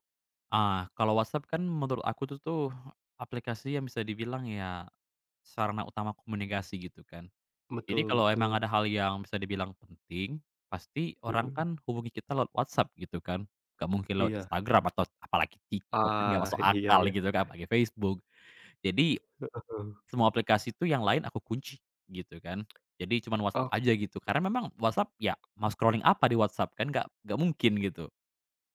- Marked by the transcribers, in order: tapping; other background noise; tongue click; in English: "scrolling"
- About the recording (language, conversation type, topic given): Indonesian, podcast, Bagaimana kamu mengatur waktu di depan layar supaya tidak kecanduan?